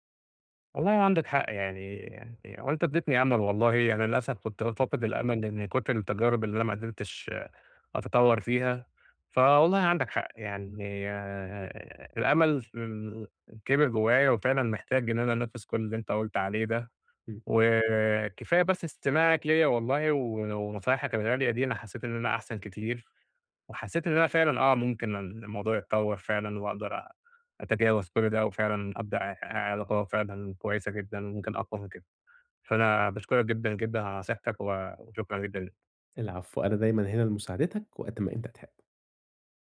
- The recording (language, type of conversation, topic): Arabic, advice, إزاي أوازن بين ذكرياتي والعلاقات الجديدة من غير ما أحس بالذنب؟
- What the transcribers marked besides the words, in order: none